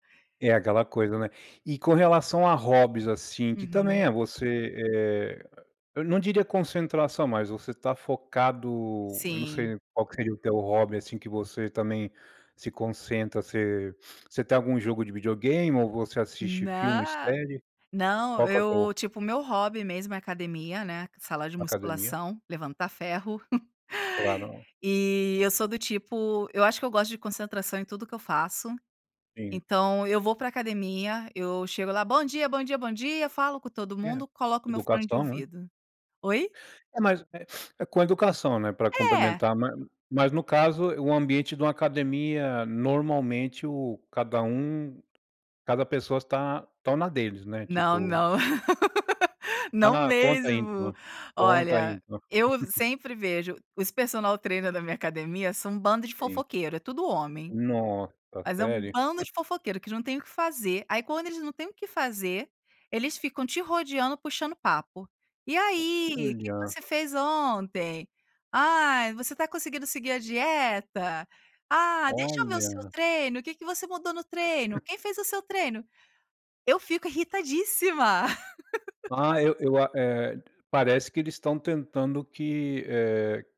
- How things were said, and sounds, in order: chuckle; tapping; laugh; laugh; chuckle; chuckle; other background noise; laugh
- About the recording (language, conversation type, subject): Portuguese, podcast, Como você lida com interrupções quando está focado numa tarefa criativa?